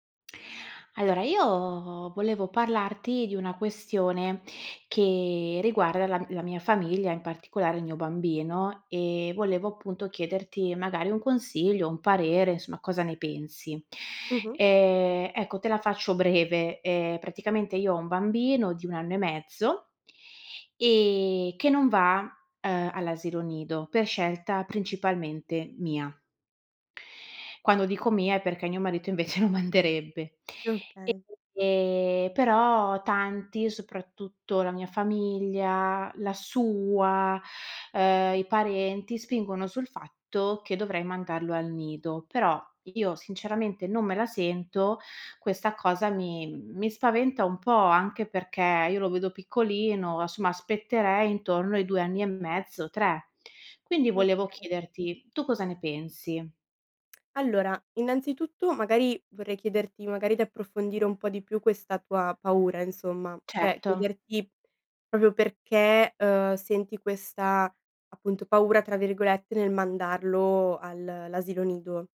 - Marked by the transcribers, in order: laughing while speaking: "invece"; tapping; "cioè" said as "ceh"; "proprio" said as "propio"
- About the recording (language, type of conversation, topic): Italian, advice, Come ti senti all’idea di diventare genitore per la prima volta e come vivi l’ansia legata a questo cambiamento?